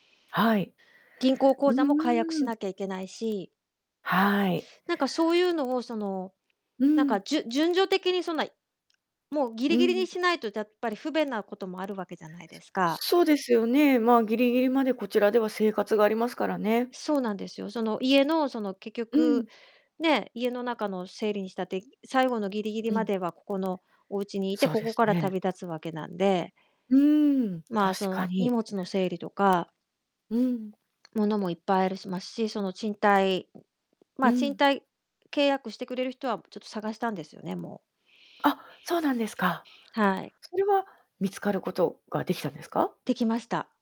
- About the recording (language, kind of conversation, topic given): Japanese, advice, 転職や引っ越しをきっかけに、生活をどのように再設計すればよいですか？
- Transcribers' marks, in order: distorted speech; other background noise